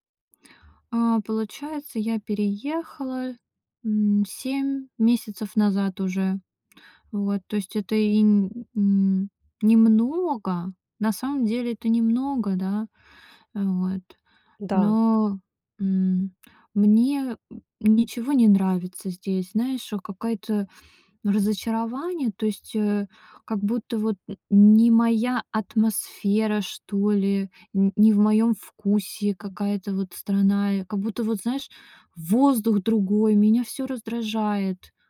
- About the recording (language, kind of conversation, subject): Russian, advice, Как вы переживаете тоску по дому и близким после переезда в другой город или страну?
- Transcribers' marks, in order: other background noise; tapping